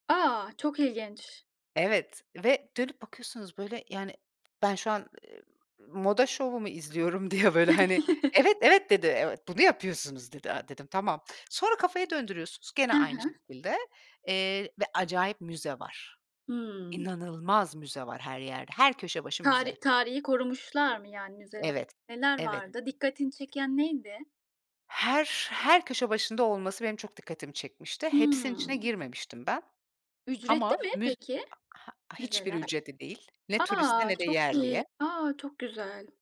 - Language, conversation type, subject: Turkish, podcast, En unutulmaz seyahat deneyimini anlatır mısın?
- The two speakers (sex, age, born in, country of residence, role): female, 35-39, Turkey, Austria, host; female, 40-44, Turkey, Portugal, guest
- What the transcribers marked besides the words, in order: other background noise; laughing while speaking: "izliyorum diye böyle hani"; chuckle; tapping; stressed: "İnanılmaz"; background speech